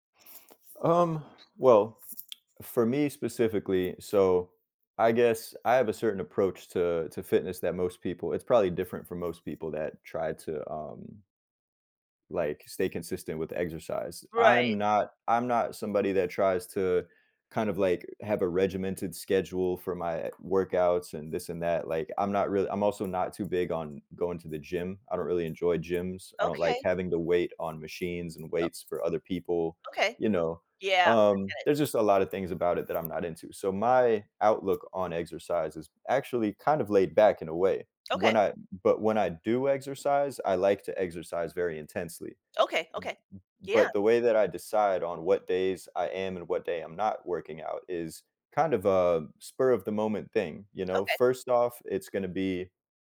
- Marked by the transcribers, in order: tapping; other background noise
- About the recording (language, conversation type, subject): English, podcast, How do personal goals and life experiences shape your commitment to staying healthy?